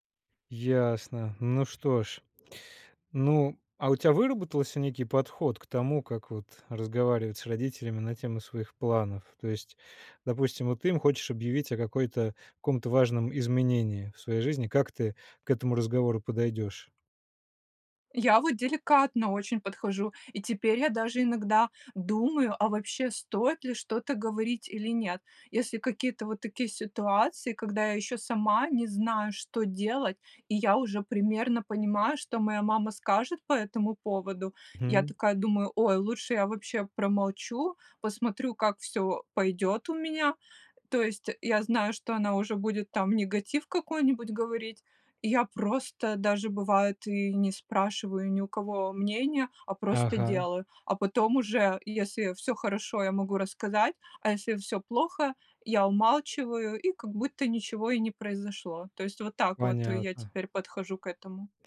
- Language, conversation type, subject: Russian, podcast, Что делать, когда семейные ожидания расходятся с вашими мечтами?
- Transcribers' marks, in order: none